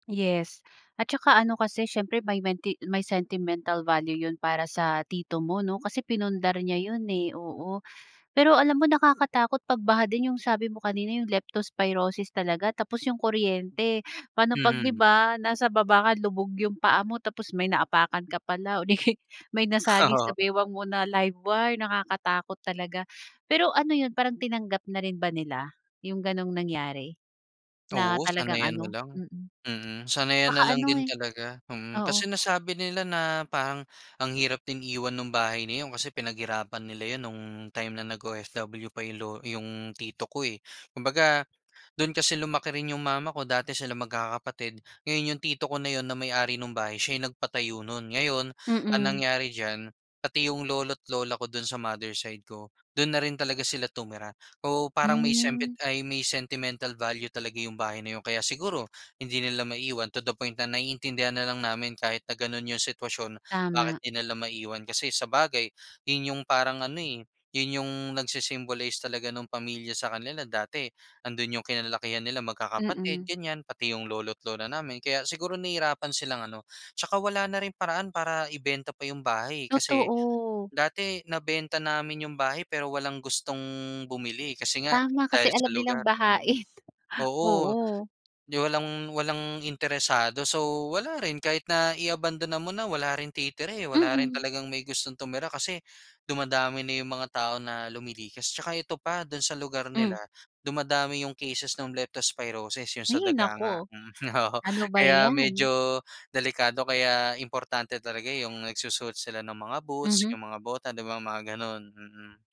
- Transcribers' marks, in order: in English: "sentimental value"; in English: "Leptospirosis"; laughing while speaking: "Oo"; laughing while speaking: "'di kaya'y"; in English: "live wire"; other background noise; in English: "mother side"; in English: "sentimental value"; in English: "to the point"; in English: "nagsi-symbolize"; laugh; in English: "cases"; in English: "Leptospirosis"; laughing while speaking: "Oo"; background speech
- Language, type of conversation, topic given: Filipino, podcast, Anong mga aral ang itinuro ng bagyo sa komunidad mo?